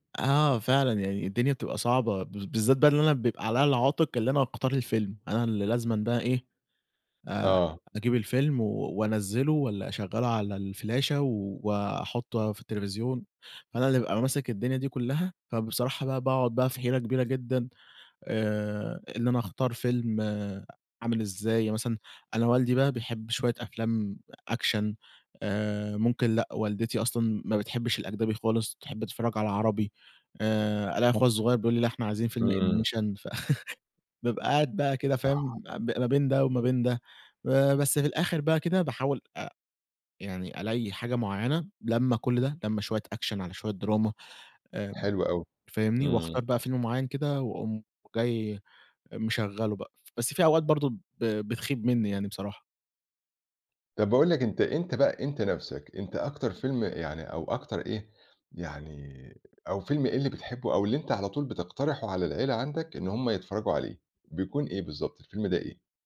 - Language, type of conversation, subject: Arabic, podcast, إزاي بتختاروا فيلم للعيلة لما الأذواق بتبقى مختلفة؟
- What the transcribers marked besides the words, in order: in English: "action"; in English: "animation"; chuckle; unintelligible speech; in English: "action"; in English: "drama"